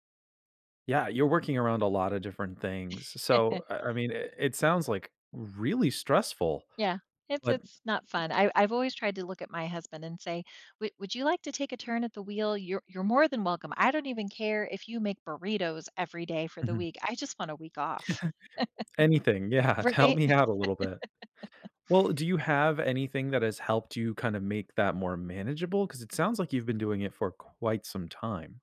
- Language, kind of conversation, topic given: English, unstructured, What's one habit I can use to avoid decision fatigue this week?
- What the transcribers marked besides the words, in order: chuckle; other background noise; chuckle; laughing while speaking: "Yeah"; chuckle; laugh